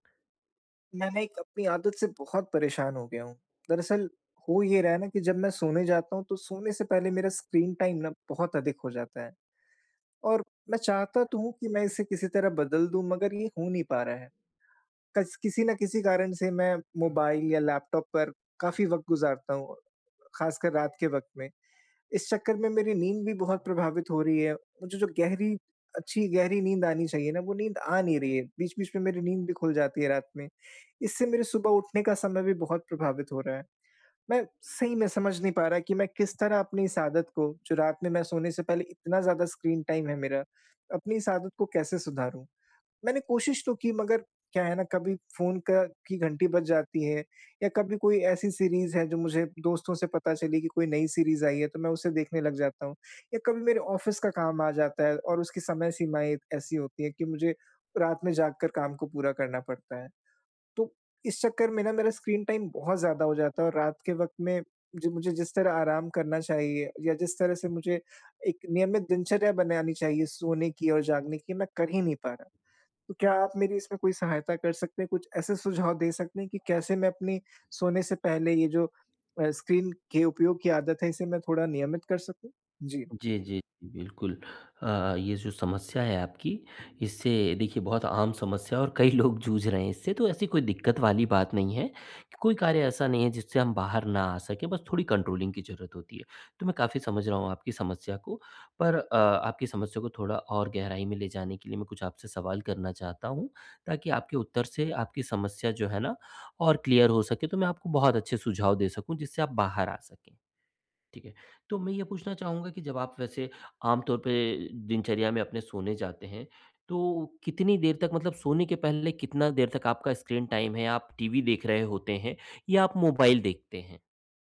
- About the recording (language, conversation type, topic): Hindi, advice, सोने से पहले स्क्रीन इस्तेमाल करने की आदत
- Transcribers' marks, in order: tapping; in English: "स्क्रीन टाइम"; in English: "स्क्रीन टाइम"; in English: "ऑफ़िस"; in English: "स्क्रीन टाइम"; laughing while speaking: "कई लोग"; in English: "कंट्रोलिंग"; in English: "क्लियर"; in English: "स्क्रीन टाइम"